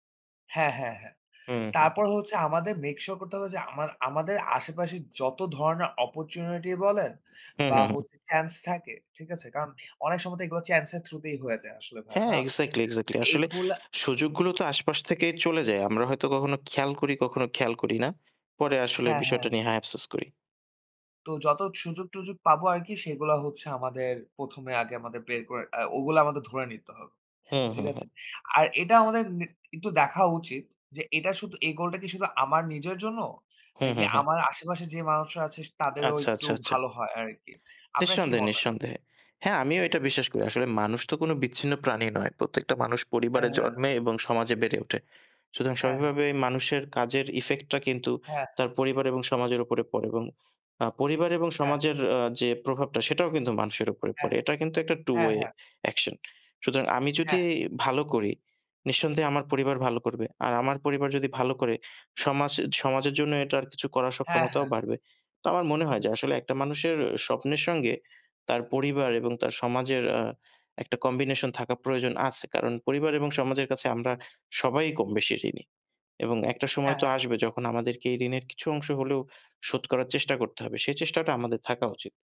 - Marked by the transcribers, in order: other background noise; in English: "Two ওয়ে অ্যাকশন"
- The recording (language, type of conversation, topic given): Bengali, unstructured, আপনি কীভাবে আপনার স্বপ্নকে বাস্তবে রূপ দেবেন?